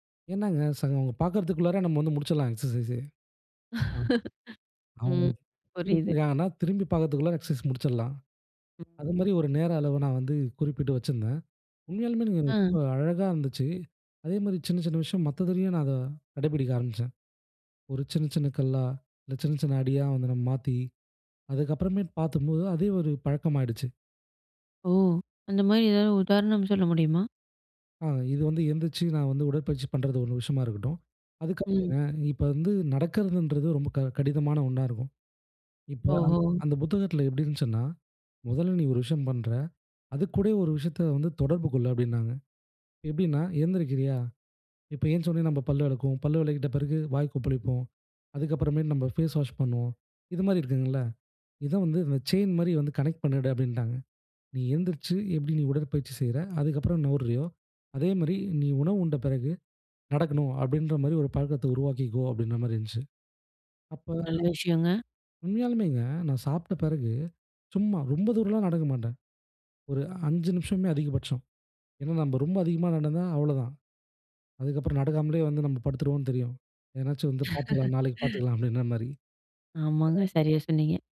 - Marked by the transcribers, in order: in English: "எக்சர்சைஸே"; laugh; in English: "எக்சர்சைஸ்"; "பார்க்கும்போது" said as "பார்த்தும்போது"; in English: "ஃபேஸ் வாஷ்"; in English: "கனெக்ட்"; laugh; unintelligible speech
- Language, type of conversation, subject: Tamil, podcast, ஒரு பழக்கத்தை உடனே மாற்றலாமா, அல்லது படிப்படியாக மாற்றுவது நல்லதா?